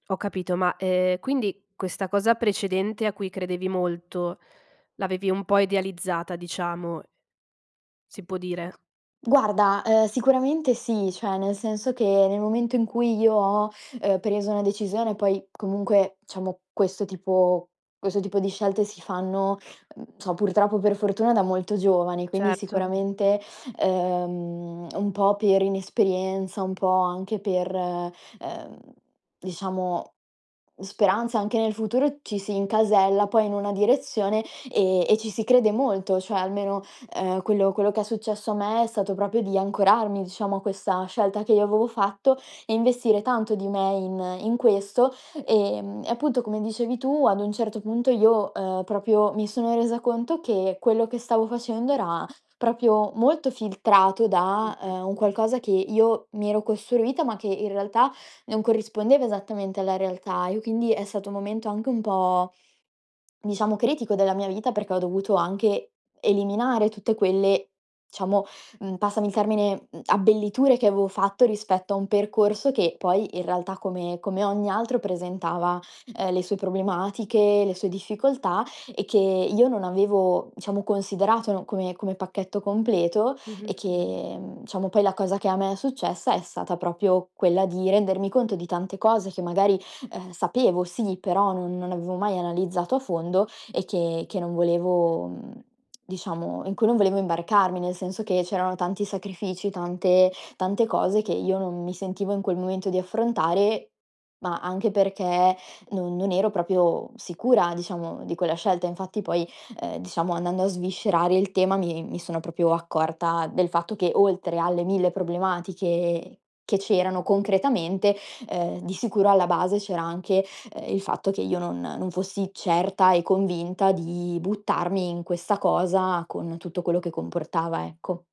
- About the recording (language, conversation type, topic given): Italian, podcast, Quando è il momento giusto per cambiare strada nella vita?
- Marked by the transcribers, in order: other background noise; "diciamo" said as "ciamo"; "questo" said as "quesso"; "questo" said as "queso"; tongue click; "proprio" said as "propio"; "questa" said as "quessa"; "proprio" said as "propio"; "proprio" said as "propio"; "stato" said as "sato"; "diciamo" said as "ciamo"; "diciamo" said as "ciamo"; "stata" said as "sata"; "proprio" said as "propio"; "proprio" said as "propio"; "andando" said as "annando"; "proprio" said as "propio"